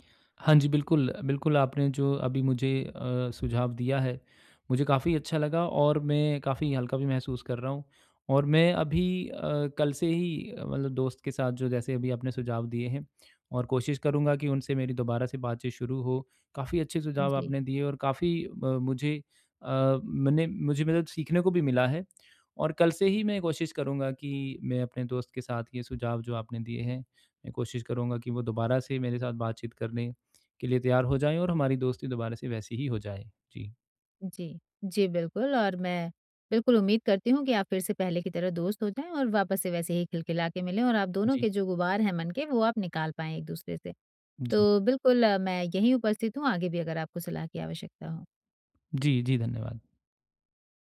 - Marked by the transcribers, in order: tapping; other background noise
- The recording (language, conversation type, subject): Hindi, advice, मित्र के साथ झगड़े को शांत तरीके से कैसे सुलझाऊँ और संवाद बेहतर करूँ?